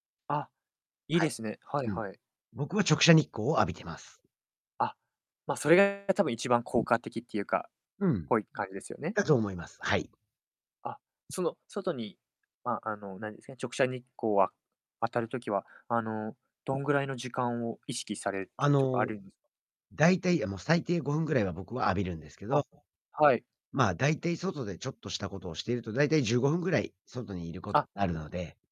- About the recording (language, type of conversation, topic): Japanese, podcast, 睡眠の質を上げるために普段どんな工夫をしていますか？
- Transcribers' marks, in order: distorted speech